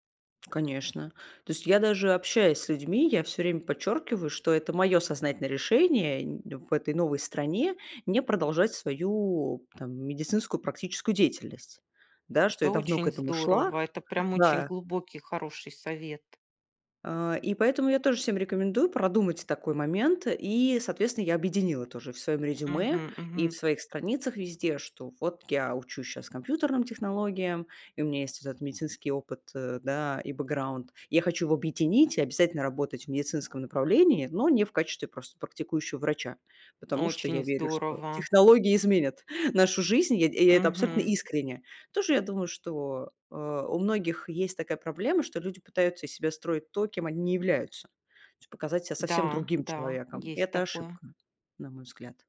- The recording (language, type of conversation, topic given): Russian, podcast, Как вы обычно готовитесь к собеседованию?
- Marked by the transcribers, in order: none